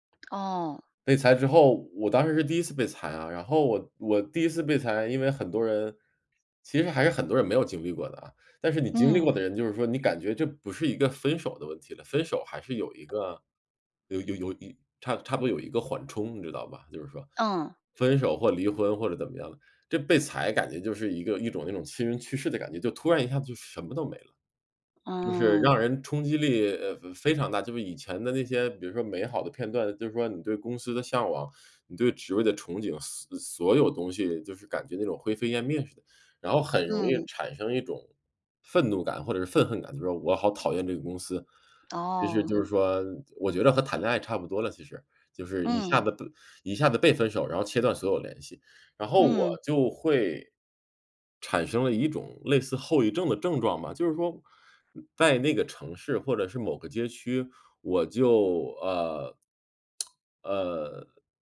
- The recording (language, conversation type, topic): Chinese, advice, 回到熟悉的场景时我总会被触发进入不良模式，该怎么办？
- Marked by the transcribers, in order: other background noise; lip smack